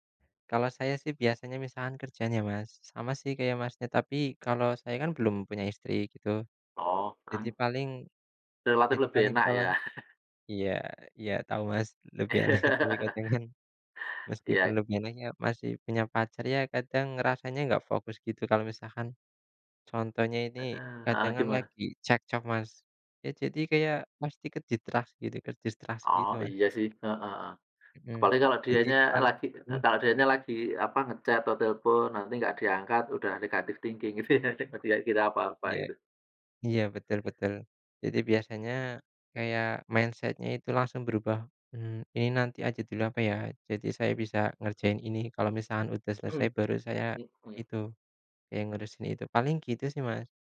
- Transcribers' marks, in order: laugh; other background noise; laugh; laughing while speaking: "enak"; in English: "ngechat"; in English: "thinking"; laughing while speaking: "gitu ya"; in English: "mindset-nya"; cough
- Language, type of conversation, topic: Indonesian, unstructured, Bagaimana cara kamu mengatur waktu agar lebih produktif?
- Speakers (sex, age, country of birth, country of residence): male, 25-29, Indonesia, Indonesia; male, 40-44, Indonesia, Indonesia